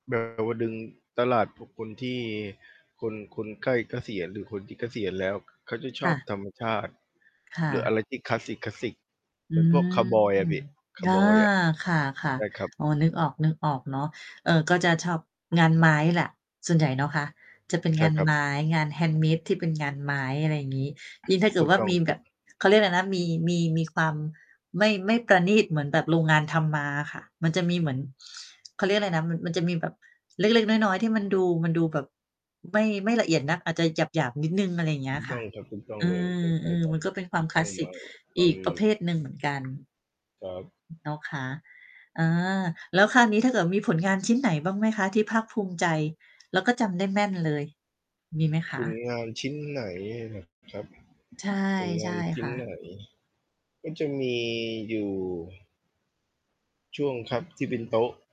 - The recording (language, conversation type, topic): Thai, unstructured, คุณเคยลองทำงานฝีมือหรือทำศิลปะบ้างไหม?
- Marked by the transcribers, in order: distorted speech; other background noise; drawn out: "อืม"; tapping; static; unintelligible speech